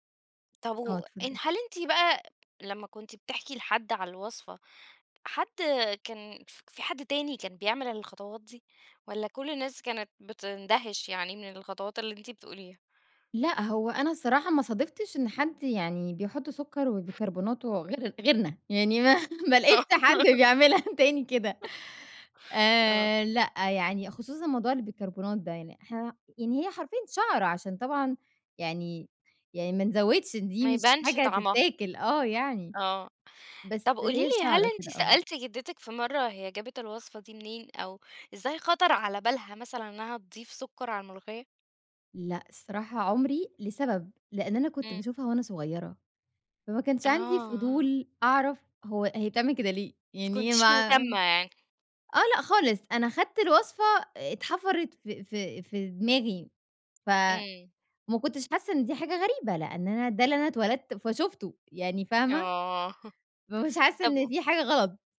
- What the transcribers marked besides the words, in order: other background noise; laughing while speaking: "آه"; laughing while speaking: "ما ما لقيتش حد بيعملها تاني كده"; tapping; chuckle
- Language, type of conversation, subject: Arabic, podcast, إيه أكتر طبق بتحبه في البيت وليه بتحبه؟